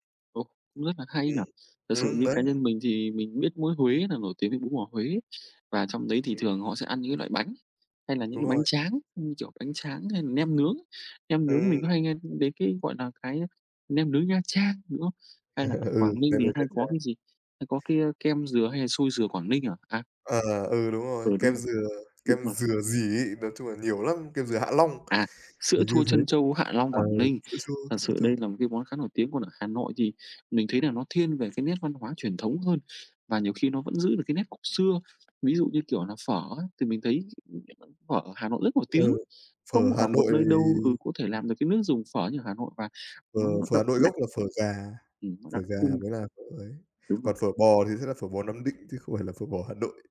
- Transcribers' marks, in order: tapping; other background noise; chuckle; other noise; unintelligible speech
- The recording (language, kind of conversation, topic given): Vietnamese, unstructured, Bạn đã từng thử món ăn lạ nào khi đi du lịch chưa?